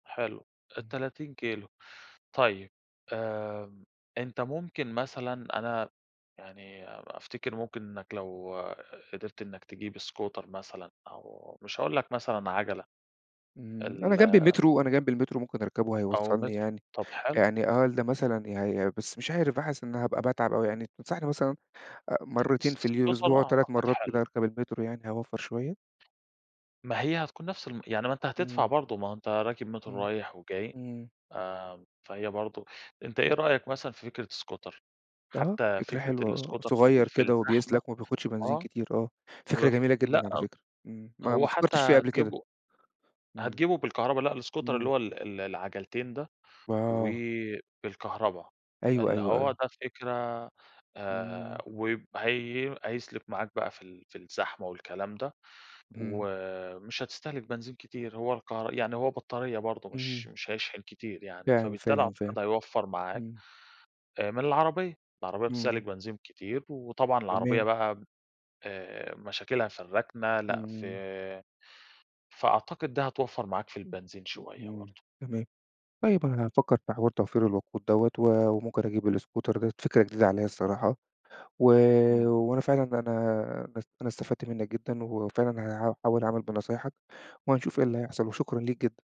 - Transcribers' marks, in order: in English: "scooter"; in English: "scooter"; in English: "الscooter"; in English: "الscooter"; tapping; in English: "الscooter"
- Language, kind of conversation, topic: Arabic, advice, إزاي أقدر أتعامل مع القلق المالي المستمر بسبب المصاريف والديون؟